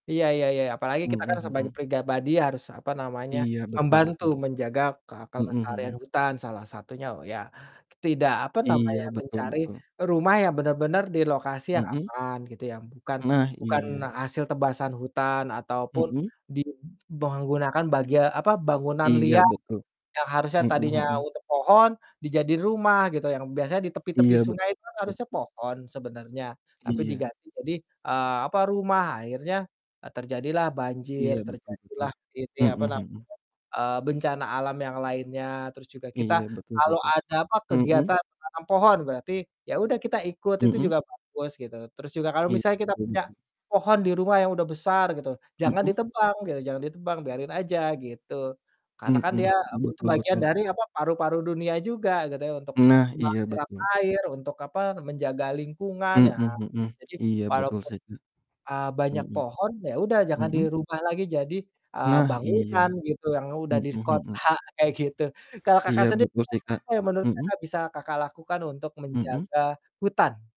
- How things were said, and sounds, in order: "pribadi" said as "prigabadi"; distorted speech; "menggunakan" said as "benggunakan"; tapping; other background noise; laughing while speaking: "di kota kayak gitu"
- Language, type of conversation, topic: Indonesian, unstructured, Apa yang kamu rasakan dan pikirkan saat melihat hutan semakin berkurang?